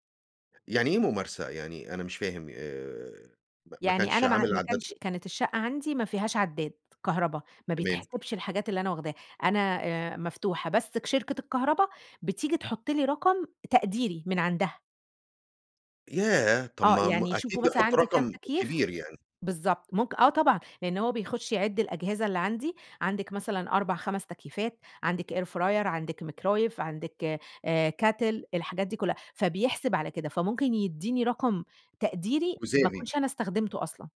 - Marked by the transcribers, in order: tapping; in English: "air fryer"; in English: "ميكرويف"; in English: "كاتل"
- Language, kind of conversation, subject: Arabic, podcast, إزاي اشتريت بيتك الأول، وكانت التجربة عاملة إزاي؟